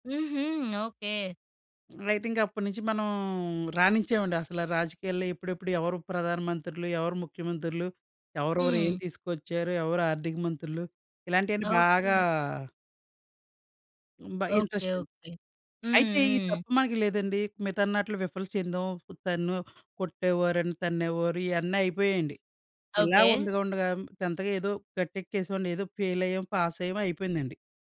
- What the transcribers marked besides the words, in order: other background noise; in English: "టెంత్‌గా"; in English: "ఫెయిల్"; in English: "పాస్"
- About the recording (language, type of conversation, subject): Telugu, podcast, స్కూల్‌లో మీరు ఎదుర్కొన్న ఒక పెద్ద విఫలత గురించి చెప్పగలరా?